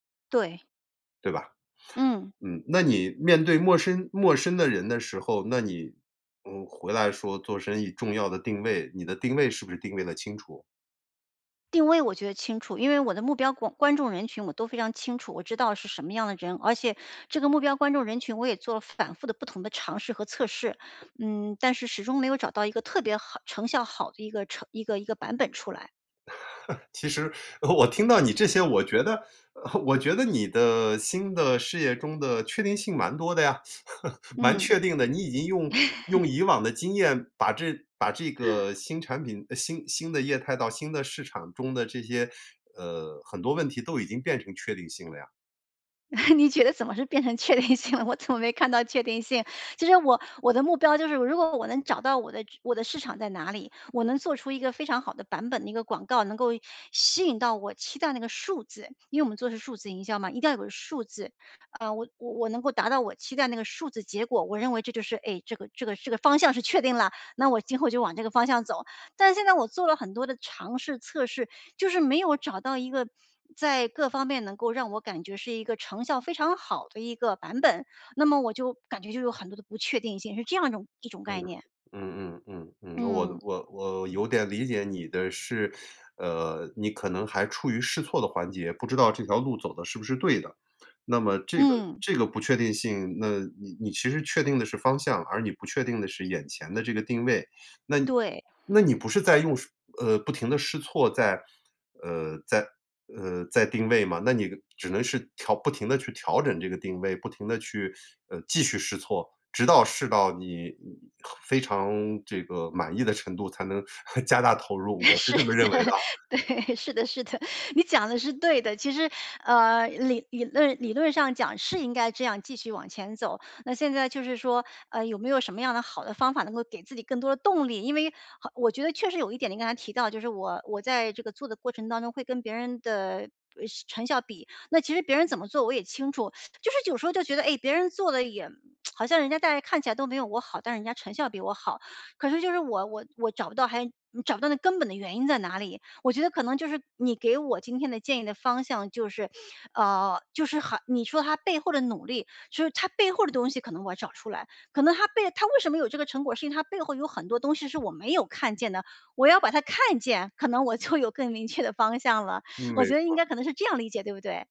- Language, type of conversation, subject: Chinese, advice, 在不确定的情况下，如何保持实现目标的动力？
- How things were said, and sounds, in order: other background noise; chuckle; chuckle; chuckle; chuckle; laugh; chuckle; laughing while speaking: "确定性了？我"; chuckle; laughing while speaking: "是的，对。是的 是的"; tsk; laughing while speaking: "就有"